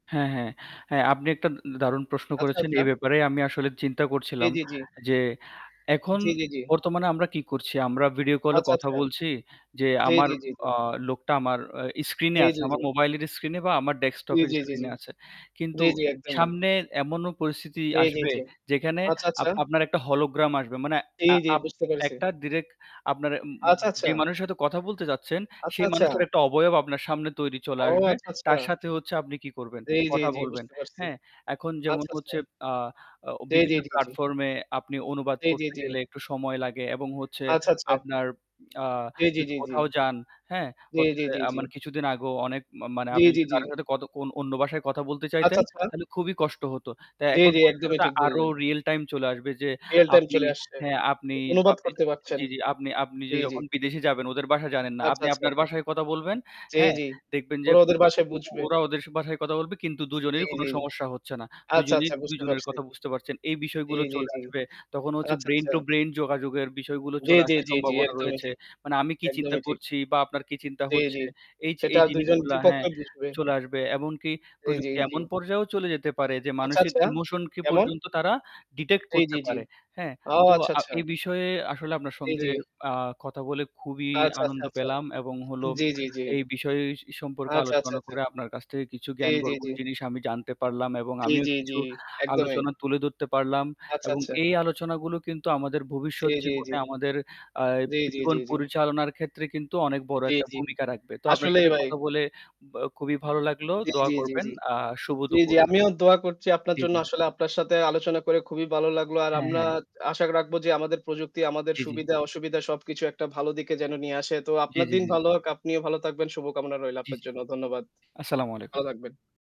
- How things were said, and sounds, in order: static; "ডিরেক্ট" said as "ডিরেক"; lip smack; "ভাষা" said as "বাষা"; "ভাষায়" said as "বাষায়"; "ভাষায়" said as "বাষায়"; in English: "ডিটেক্ট"; "জ্ঞানগর্ভ" said as "জ্ঞানগর্ব"; "করছি" said as "করচি"
- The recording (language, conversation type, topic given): Bengali, unstructured, কীভাবে প্রযুক্তি আমাদের যোগাযোগের ধরন বদলে দিচ্ছে?